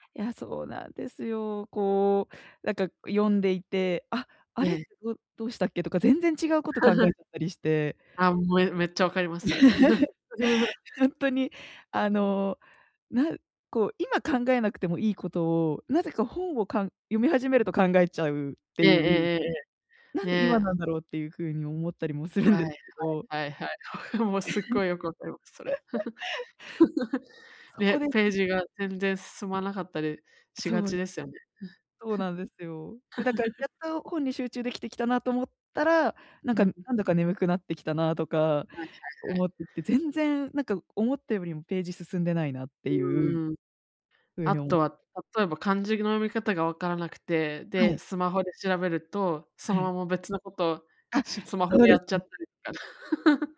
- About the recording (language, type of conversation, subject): Japanese, advice, どうすれば集中力を取り戻して日常を乗り切れますか？
- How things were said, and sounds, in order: chuckle; chuckle; other background noise; chuckle; laughing while speaking: "するん"; cough; laugh; laughing while speaking: "もう、すっごいよく"; unintelligible speech; tapping; chuckle; chuckle; chuckle